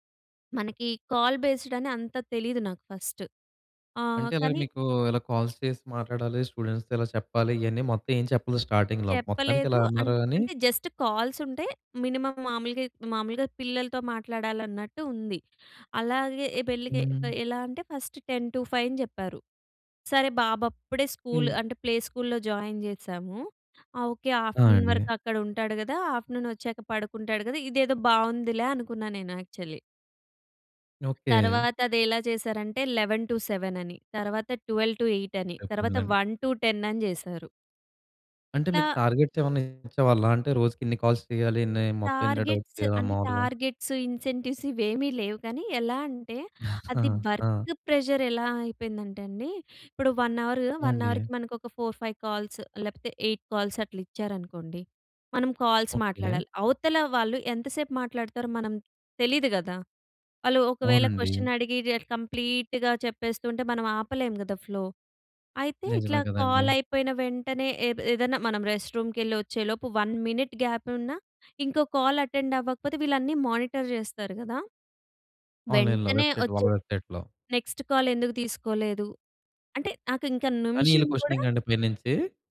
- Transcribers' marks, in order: in English: "కాల్ బేస్డ్"; in English: "ఫస్ట్"; in English: "కాల్స్"; in English: "స్టూడెంట్స్‌తో"; in English: "స్టార్టింగ్‌లో"; in English: "జస్ట్ కాల్స్"; in English: "మినిమమ్"; in English: "ఫస్ట్ టెన్ టూ ఫైవ్"; in English: "ప్లే స్కూల్‌లో జాయిన్"; other noise; in English: "ఆఫ్టర్నూన్"; in English: "ఆఫ్టర్నూన్"; in English: "యాక్చువల్లీ"; in English: "లెవెన్ టు సెవెన్"; in English: "ట్వెల్ టు ఎయిట్"; in English: "వన్ టు టెన్"; in English: "టార్గెట్స్"; other background noise; in English: "కాల్స్"; in English: "టార్గెట్స్"; in English: "డబ్ట్స్"; in English: "టార్గెట్స్, ఇన్సెంటివ్స్"; chuckle; in English: "వర్క్ ప్రెషర్"; in English: "వన్ అవర్ వన్ అవర్‌కి"; in English: "ఫోర్, ఫైవ్ కాల్స్"; in English: "ఎయిట్ కాల్స్"; in English: "కాల్స్"; in English: "క్వెషన్"; in English: "కంప్లీట్‌గా"; in English: "ఫ్లో"; in English: "కాల్"; in English: "రెస్ట్ రూమ్"; in English: "వన్ మినిట్ గ్యాప్"; in English: "కాల్ అటెండ్"; in English: "మానిటర్"; in English: "ఆన్లైన్‌లో, వెబ్సైట్‌లో"; in English: "వెబ్సైట్‌లో"; in English: "నెక్స్ట్ కాల్"
- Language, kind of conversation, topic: Telugu, podcast, ఒక ఉద్యోగం విడిచి వెళ్లాల్సిన సమయం వచ్చిందని మీరు గుర్తించడానికి సహాయపడే సంకేతాలు ఏమేమి?
- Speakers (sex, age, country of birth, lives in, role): female, 30-34, India, India, guest; male, 20-24, India, India, host